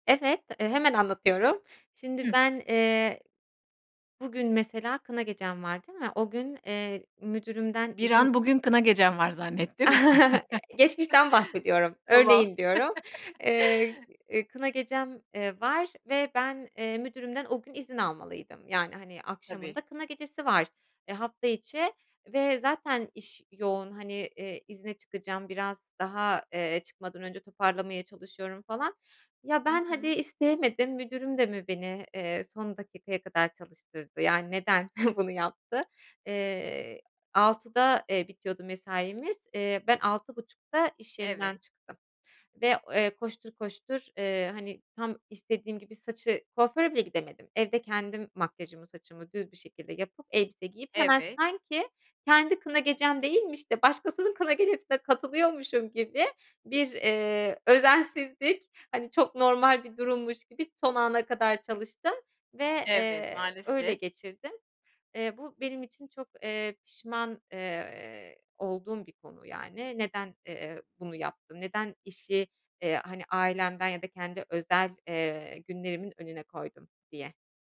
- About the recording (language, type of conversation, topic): Turkish, podcast, İş ve aile arasında karar verirken dengeyi nasıl kuruyorsun?
- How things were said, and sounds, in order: chuckle; chuckle; chuckle